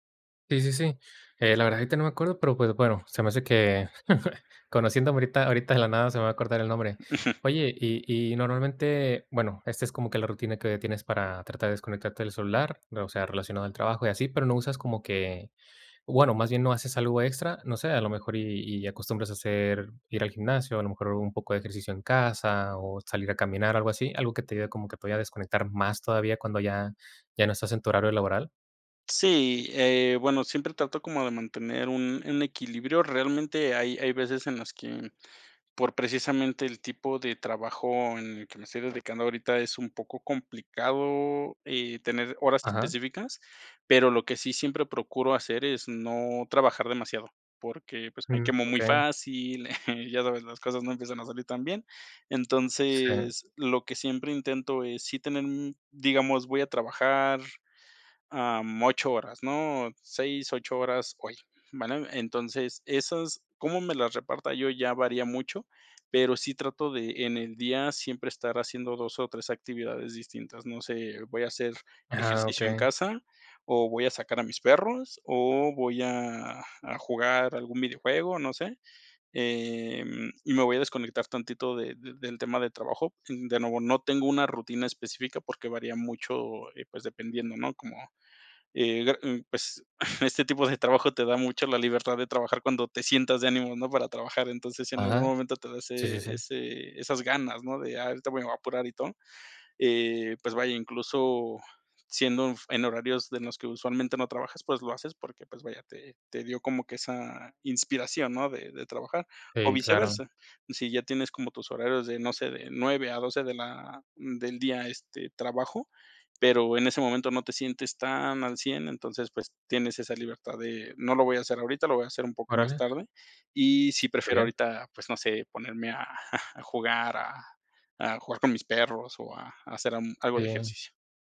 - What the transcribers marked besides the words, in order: chuckle; other background noise; giggle; chuckle
- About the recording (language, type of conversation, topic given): Spanish, podcast, ¿Qué trucos tienes para desconectar del celular después del trabajo?